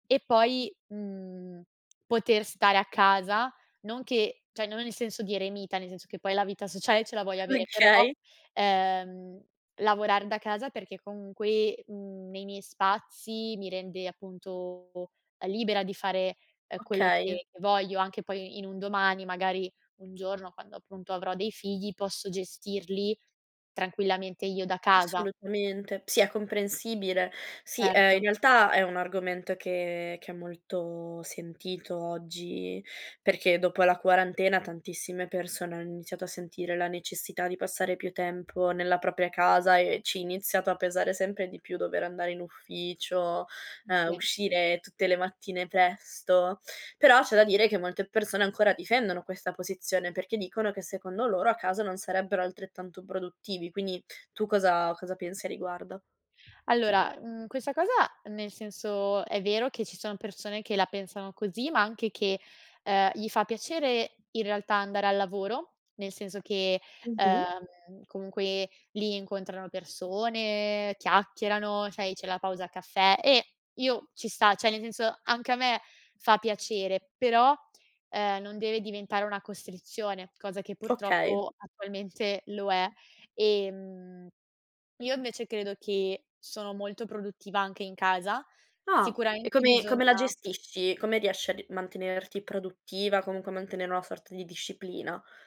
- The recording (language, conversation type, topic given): Italian, podcast, Che cosa ti ha spinto a reinventarti professionalmente?
- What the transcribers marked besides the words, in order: "cioè" said as "ceh"; laughing while speaking: "sociale"; laughing while speaking: "Okay"; tapping; "cioè" said as "ceh"